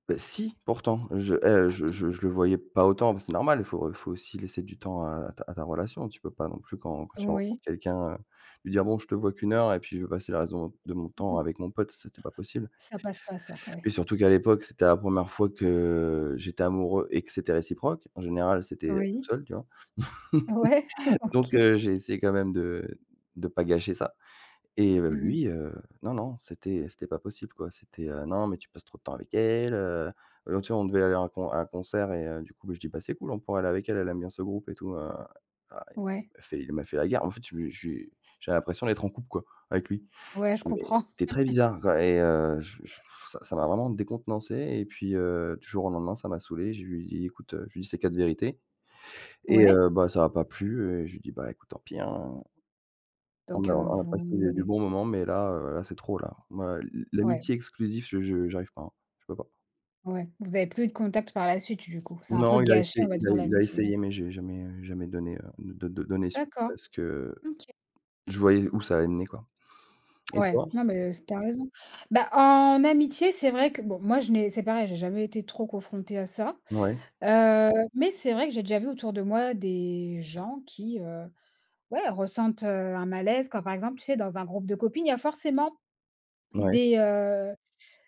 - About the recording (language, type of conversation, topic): French, unstructured, Que penses-tu des relations où l’un des deux est trop jaloux ?
- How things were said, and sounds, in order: stressed: "si"; other background noise; laughing while speaking: "Ouais. OK"; laugh; laugh; sigh; tapping